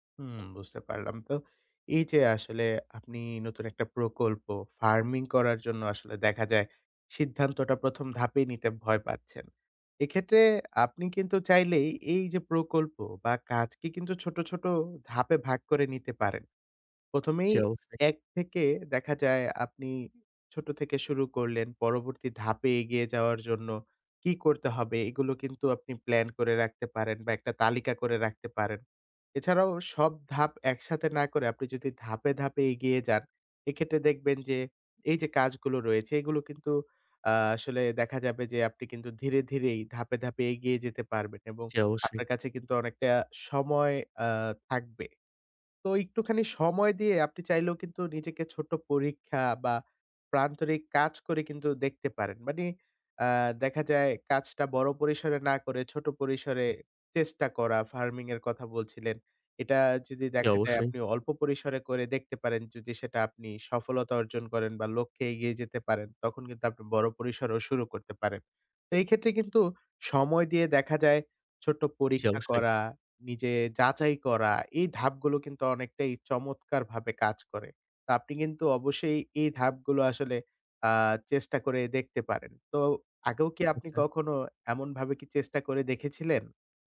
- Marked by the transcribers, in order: tapping
- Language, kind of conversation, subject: Bengali, advice, নতুন প্রকল্পের প্রথম ধাপ নিতে কি আপনার ভয় লাগে?